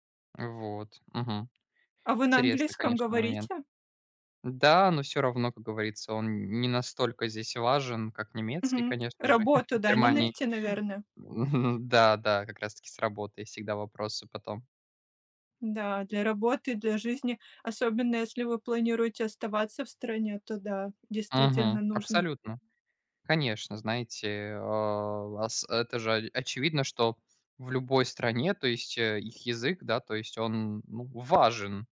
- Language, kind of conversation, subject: Russian, unstructured, Какие у тебя мечты на ближайшие пять лет?
- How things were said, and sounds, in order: chuckle; other background noise; tapping